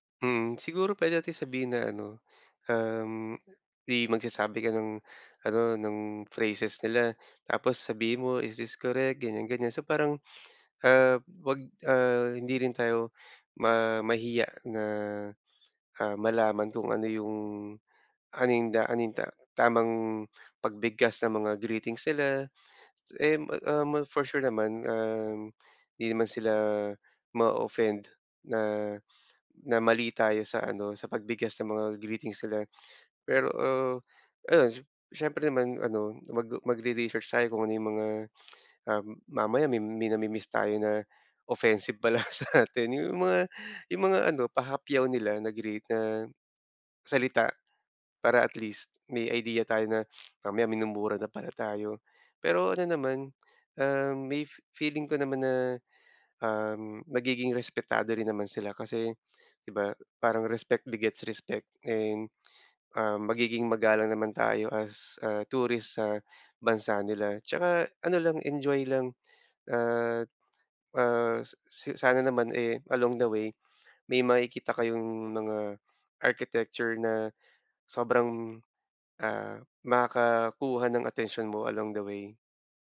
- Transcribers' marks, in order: sniff; tongue click; laughing while speaking: "sa'tin"; sniff; in English: "respect begets respect"; in English: "along the way"; in English: "along the way"
- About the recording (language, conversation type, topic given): Filipino, advice, Paano ko malalampasan ang kaba kapag naglilibot ako sa isang bagong lugar?